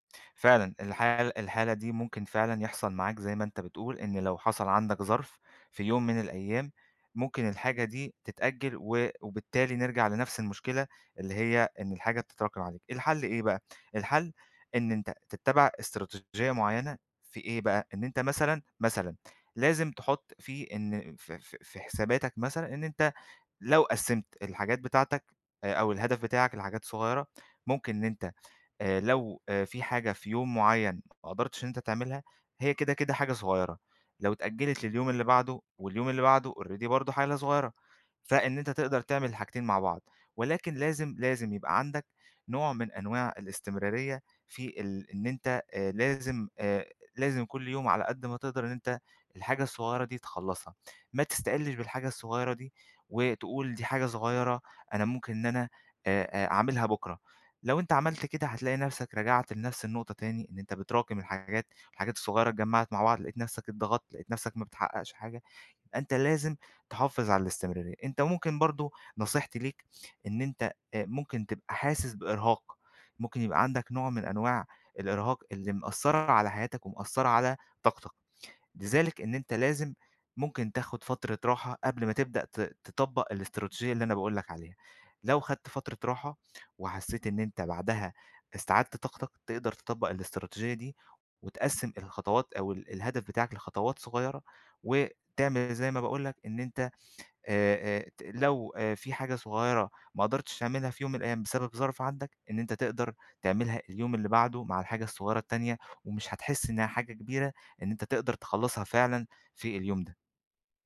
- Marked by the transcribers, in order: in English: "already"; tapping
- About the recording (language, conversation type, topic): Arabic, advice, إزاي أكمّل تقدّمي لما أحس إني واقف ومش بتقدّم؟